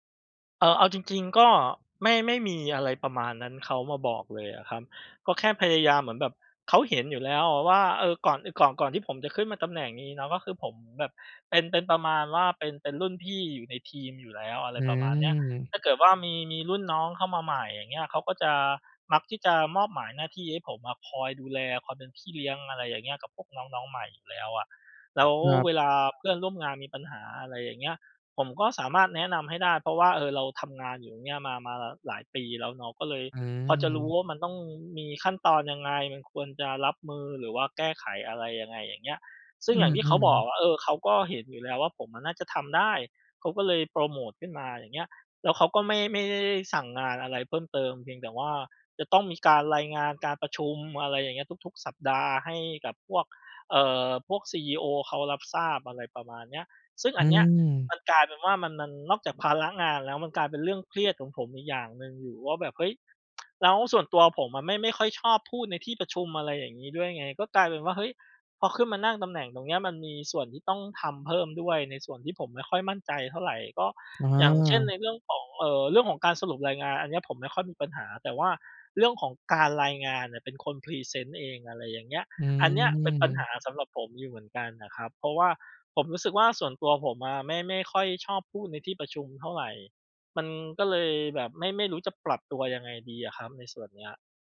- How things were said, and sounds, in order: tsk
- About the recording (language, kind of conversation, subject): Thai, advice, เริ่มงานใหม่แล้วยังไม่มั่นใจในบทบาทและหน้าที่ ควรทำอย่างไรดี?